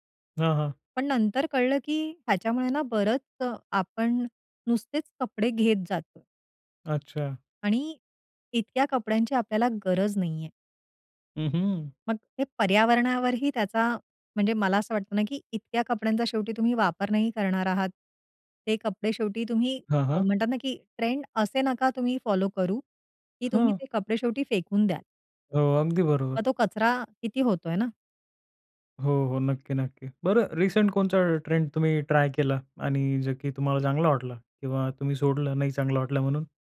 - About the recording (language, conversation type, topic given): Marathi, podcast, पाश्चिमात्य आणि पारंपरिक शैली एकत्र मिसळल्यावर तुम्हाला कसे वाटते?
- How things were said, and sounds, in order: tapping; in English: "रिसेंट"